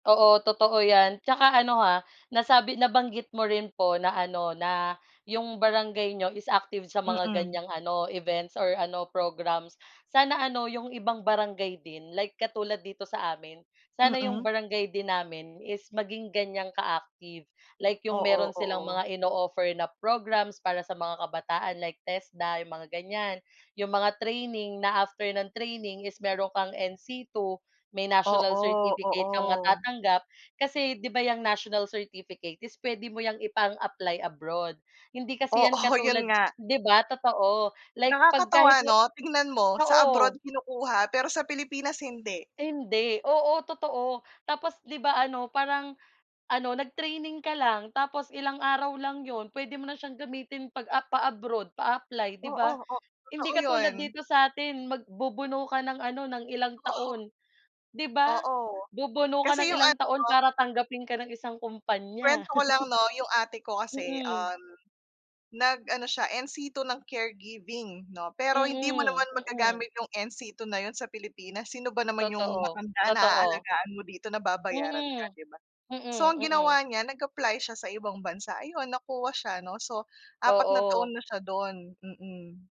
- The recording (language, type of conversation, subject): Filipino, unstructured, Paano mo nakikita ang epekto ng kahirapan sa ating komunidad?
- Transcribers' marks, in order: tapping; chuckle